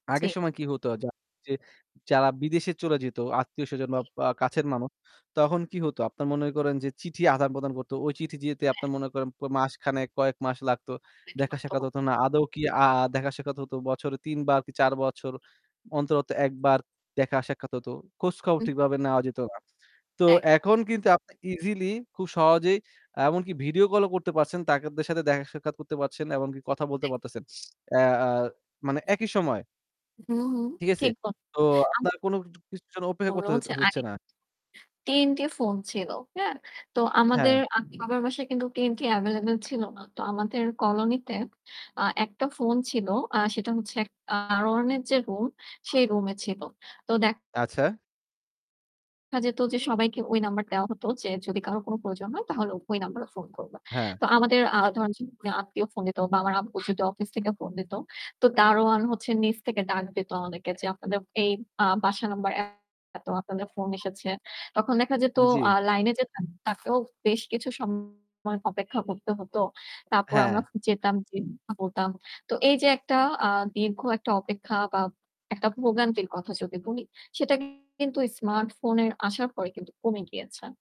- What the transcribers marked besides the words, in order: static; distorted speech; unintelligible speech; other background noise; "তাদের" said as "তাকেরদের"; tapping; "কিছুর" said as "কিতু"; mechanical hum; horn
- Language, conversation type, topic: Bengali, unstructured, স্মার্টফোন কি আমাদের জীবনকে সহজ করেছে, নাকি আরও জটিল করে তুলেছে?